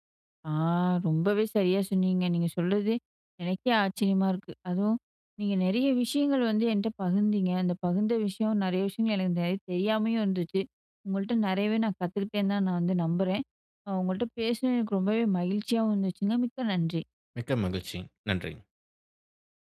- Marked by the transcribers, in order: drawn out: "ஆ!"
- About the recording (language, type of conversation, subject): Tamil, podcast, தோல்வி வந்தால் அதை கற்றலாக மாற்ற நீங்கள் எப்படி செய்கிறீர்கள்?